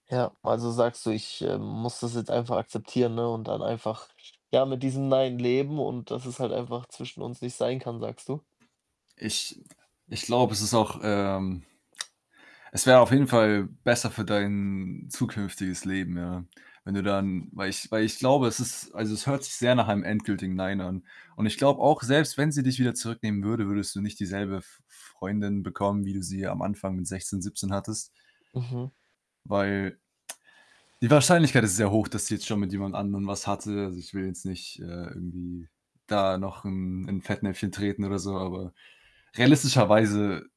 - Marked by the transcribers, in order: other background noise; static; unintelligible speech; unintelligible speech; unintelligible speech; tongue click
- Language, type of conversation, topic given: German, advice, Wie gehst du mit einer plötzlichen Trennung und überwältigender Traurigkeit um?